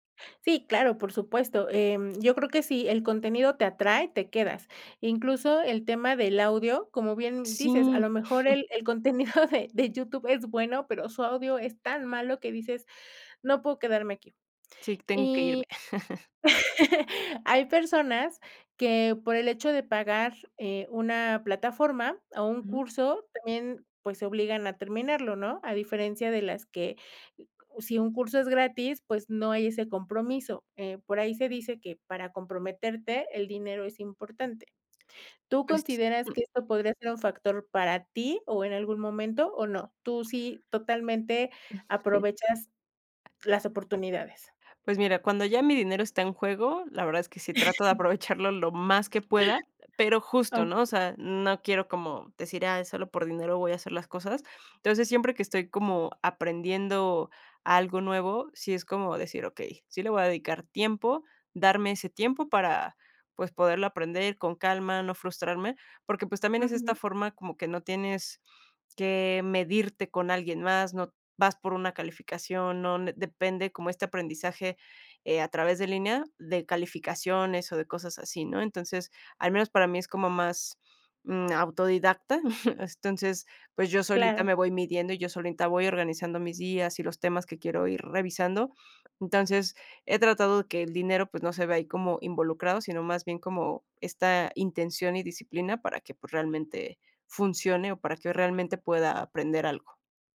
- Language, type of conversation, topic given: Spanish, podcast, ¿Cómo usas internet para aprender de verdad?
- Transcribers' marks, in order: giggle; other background noise; laughing while speaking: "contenido de de"; tapping; chuckle; laugh; laugh; giggle